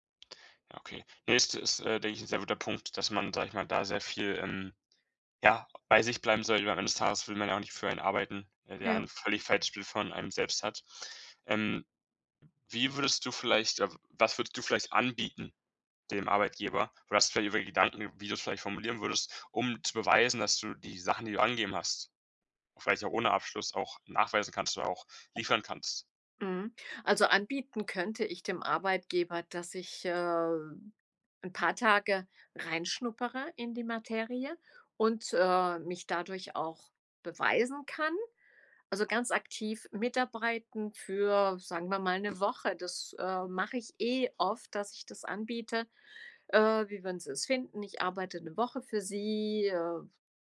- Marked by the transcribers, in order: none
- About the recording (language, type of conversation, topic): German, podcast, Wie überzeugst du potenzielle Arbeitgeber von deinem Quereinstieg?